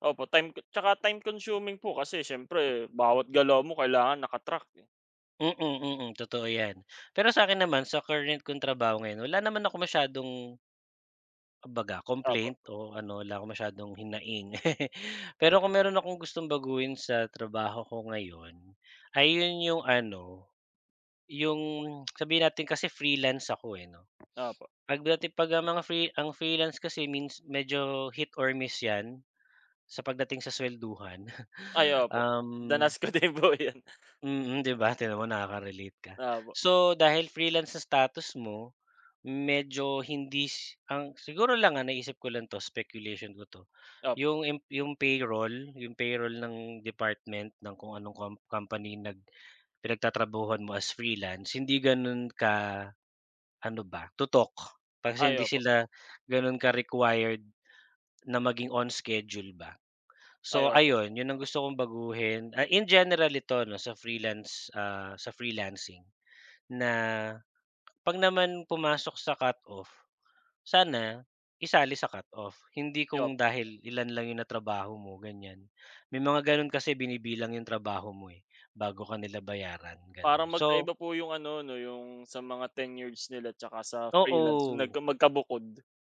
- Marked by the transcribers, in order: laugh; tsk; sniff; laughing while speaking: "Danas ko din po yan"; chuckle
- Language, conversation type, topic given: Filipino, unstructured, Ano ang mga bagay na gusto mong baguhin sa iyong trabaho?